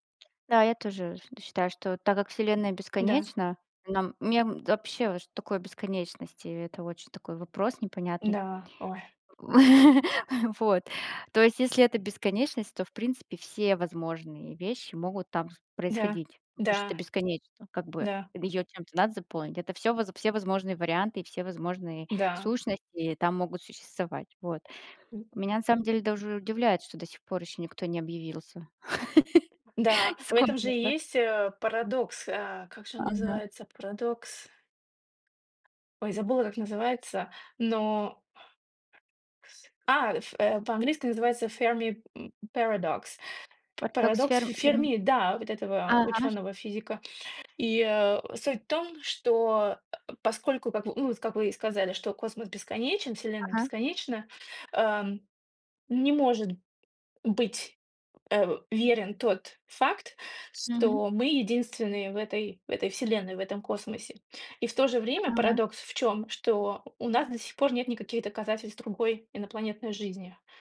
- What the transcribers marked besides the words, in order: tapping; chuckle; other background noise; chuckle; put-on voice: "Fermi, м, Paradox -"
- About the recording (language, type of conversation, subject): Russian, unstructured, Почему людей интересуют космос и исследования планет?